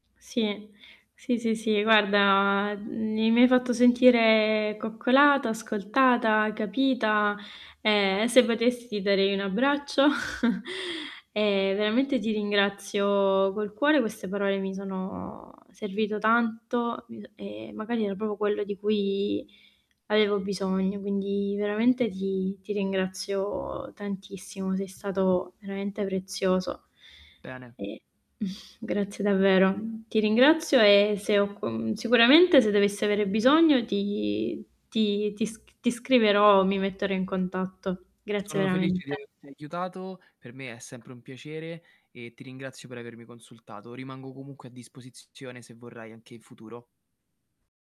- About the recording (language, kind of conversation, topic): Italian, advice, Come posso gestire la paura di perdere opportunità sociali a causa delle mie scelte di priorità personali?
- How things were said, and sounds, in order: chuckle; chuckle; distorted speech; other background noise